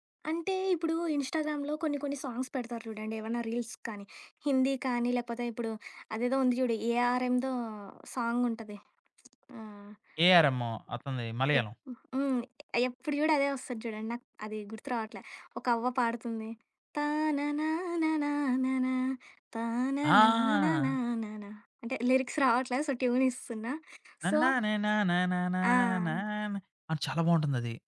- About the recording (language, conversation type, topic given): Telugu, podcast, నీకు హృదయానికి అత్యంత దగ్గరగా అనిపించే పాట ఏది?
- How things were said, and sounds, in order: in English: "ఇన్స్‌టాగ్రామ్‌లో"; in English: "సాంగ్స్"; in English: "రీల్స్"; other background noise; singing: "తాననాన నాననా తాన నాన నాననా"; in English: "లిరిక్స్"; in English: "సో, ట్యూన్"; in English: "సో"